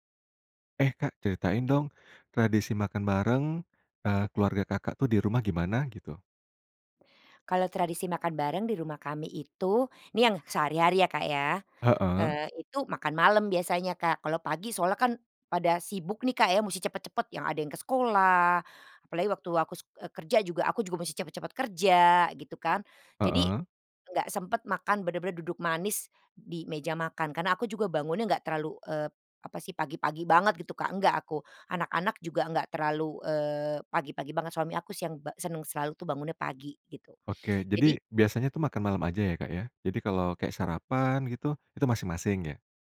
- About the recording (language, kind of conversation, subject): Indonesian, podcast, Bagaimana tradisi makan bersama keluarga di rumahmu?
- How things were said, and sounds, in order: other background noise